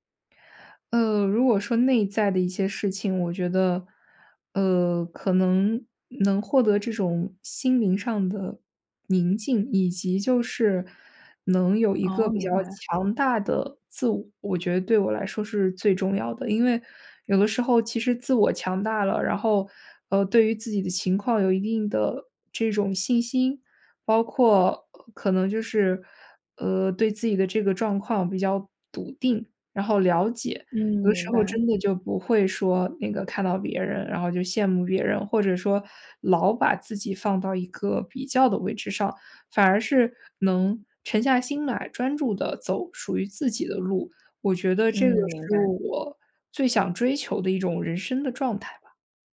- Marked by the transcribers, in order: other background noise
- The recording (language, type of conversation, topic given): Chinese, podcast, 你是如何停止与他人比较的？